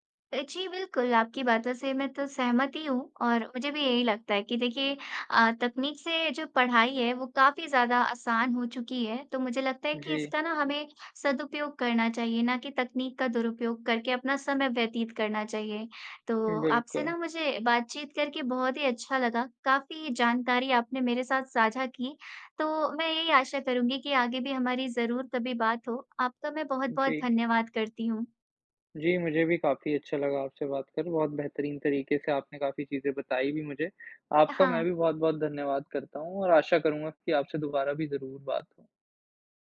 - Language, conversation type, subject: Hindi, unstructured, तकनीक ने आपकी पढ़ाई पर किस तरह असर डाला है?
- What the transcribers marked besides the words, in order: none